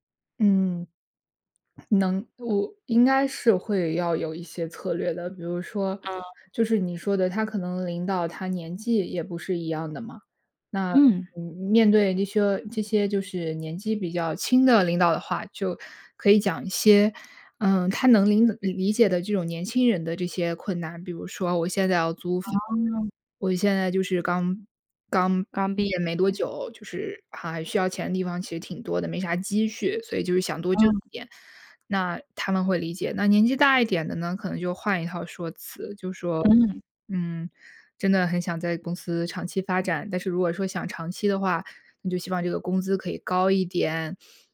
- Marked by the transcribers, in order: other background noise; chuckle
- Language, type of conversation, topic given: Chinese, podcast, 你是怎么争取加薪或更好的薪酬待遇的？